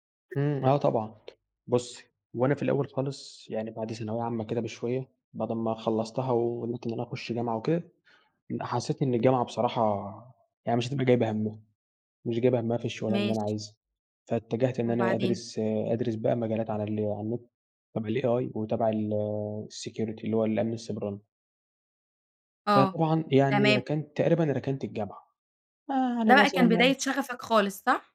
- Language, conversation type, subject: Arabic, podcast, إزاي تختار بين شغفك وبين مرتب أعلى؟
- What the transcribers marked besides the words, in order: tapping; in English: "الAI"; in English: "الsecurity"